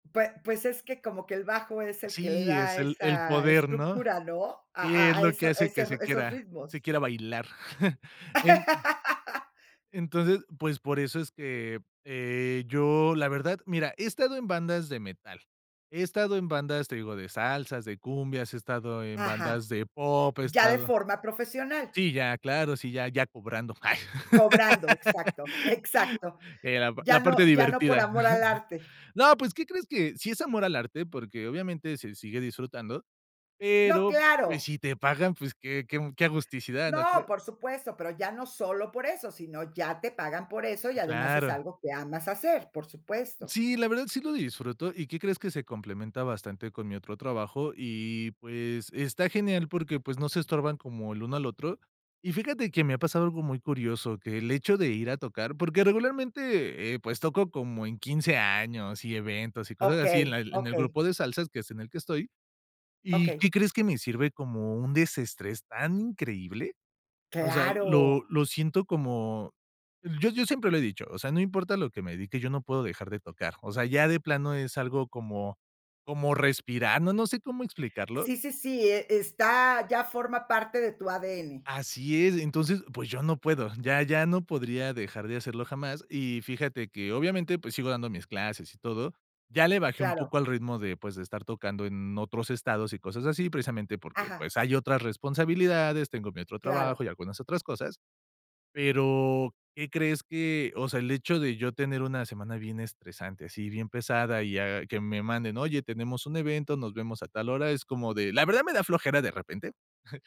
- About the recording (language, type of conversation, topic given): Spanish, podcast, ¿Cómo describirías tu relación con la música?
- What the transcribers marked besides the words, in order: laugh; chuckle; laugh; chuckle; chuckle